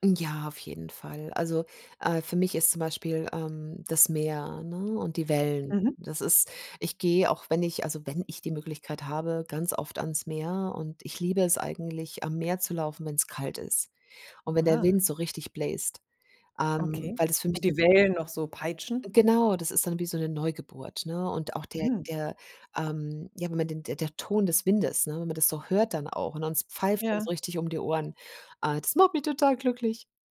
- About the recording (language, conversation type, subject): German, podcast, Wie findest du kleine Glücksmomente im Alltag?
- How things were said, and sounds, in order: joyful: "das macht mich total glücklich"